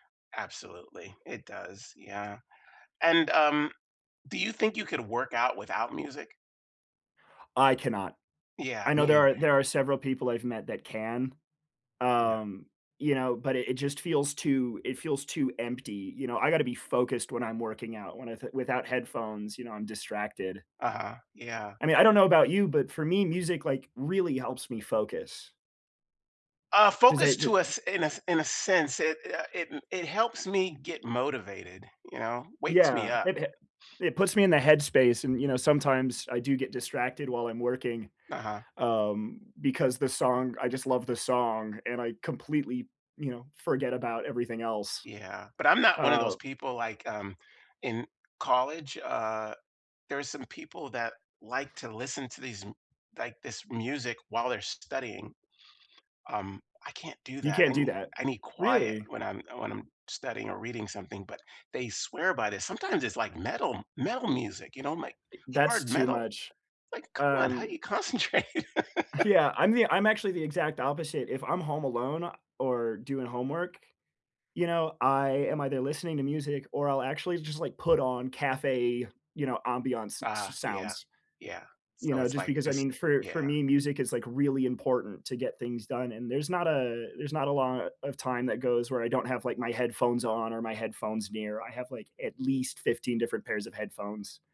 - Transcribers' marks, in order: other background noise; laughing while speaking: "concentrate?"; laughing while speaking: "Yeah"; laugh
- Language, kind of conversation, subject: English, unstructured, How should I use music to mark a breakup or celebration?
- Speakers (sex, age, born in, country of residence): male, 20-24, United States, United States; male, 55-59, United States, United States